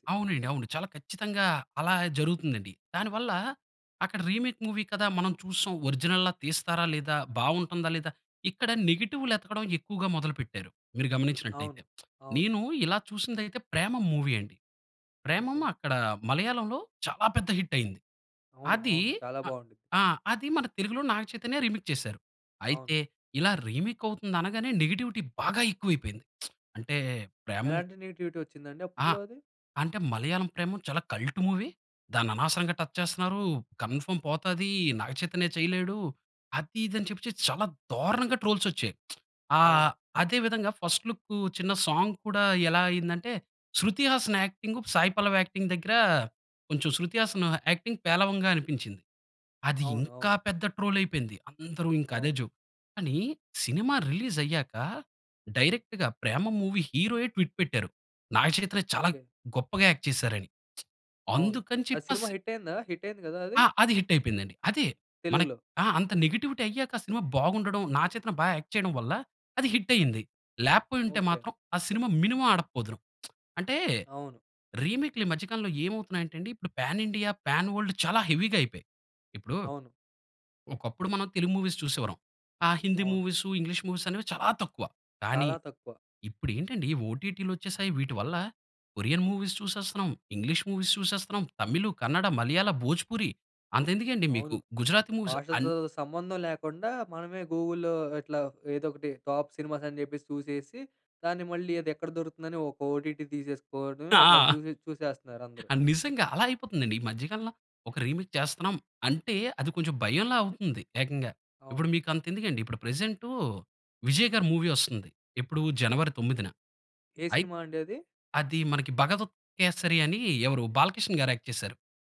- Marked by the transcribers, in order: in English: "రీమేక్ మూవీ"; in English: "ఒరిజినల్‌గా"; lip smack; in English: "మూవీ"; in English: "హిట్"; in English: "రీమేక్"; in English: "రీమేక్"; in English: "నెగెటివిటీ"; lip smack; in English: "నెగెటివిటీ"; in English: "కల్ట్ మూవీ"; in English: "టచ్"; in English: "కన్‌ఫర్మ్"; in English: "ట్రోల్స్"; lip smack; in English: "ఫస్ట్"; in English: "సాంగ్"; in English: "యాక్టింగ్"; in English: "యాక్టింగ్"; in English: "యాక్టింగ్"; in English: "ట్రోల్"; in English: "జోక్"; in English: "రిలీజ్"; in English: "డైరెక్ట్‌గా"; in English: "ట్విట్"; in English: "యాక్ట్"; lip smack; in English: "హిట్"; in English: "హిట్"; in English: "హిట్"; in English: "నెగెటివిటీ"; in English: "యాక్ట్"; in English: "హిట్"; in English: "మినిమమ్"; lip smack; in English: "రీమేక్‌లు"; in English: "పాన్"; in English: "పాన్ వరల్డ్"; in English: "హెవీగా"; in English: "మూవీస్"; in English: "మూవీస్"; in English: "మూవీస్"; in English: "మూవీస్"; in English: "గూగుల్‌లో"; in English: "టాప్"; in English: "ఓటీటీ"; in English: "రీమేక్"; in English: "మూవీ"; in English: "యాక్ట్"
- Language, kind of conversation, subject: Telugu, podcast, సినిమా రీమేక్స్ అవసరమా లేక అసలే మేలేనా?